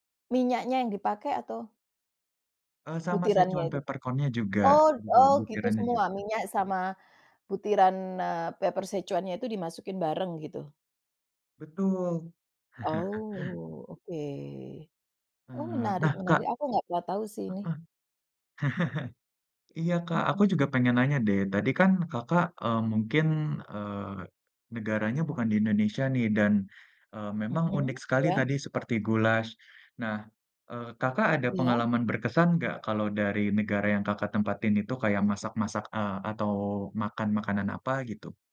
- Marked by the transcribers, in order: chuckle; chuckle
- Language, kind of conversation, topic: Indonesian, unstructured, Masakan dari negara mana yang ingin Anda kuasai?
- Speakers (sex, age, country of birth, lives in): female, 45-49, Indonesia, Netherlands; male, 20-24, Indonesia, Indonesia